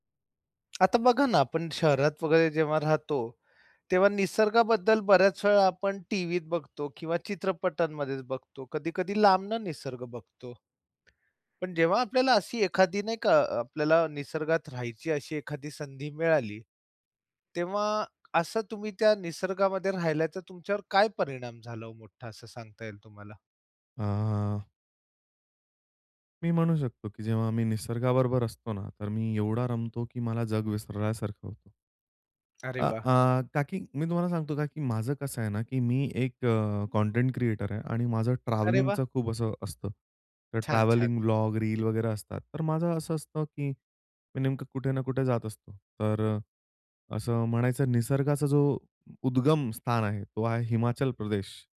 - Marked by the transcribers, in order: tapping; drawn out: "आह"; other background noise; in English: "ब्लॉग"
- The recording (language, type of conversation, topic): Marathi, podcast, निसर्गाने वेळ आणि धैर्य यांचे महत्त्व कसे दाखवले, उदाहरण द्याल का?